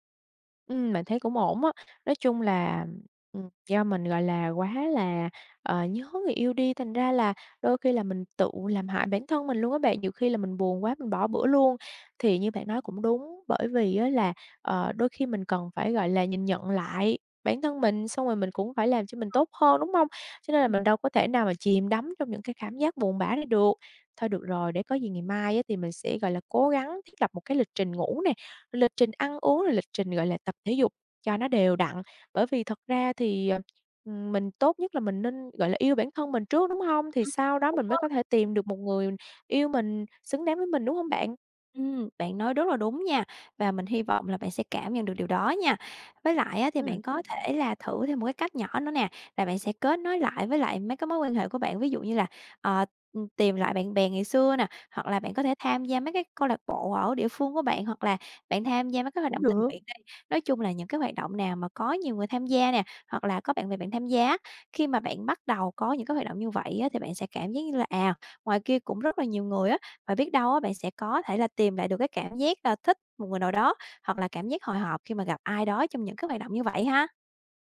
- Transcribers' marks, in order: tapping; other background noise; other noise
- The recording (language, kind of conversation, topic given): Vietnamese, advice, Sau khi chia tay một mối quan hệ lâu năm, vì sao tôi cảm thấy trống rỗng và vô cảm?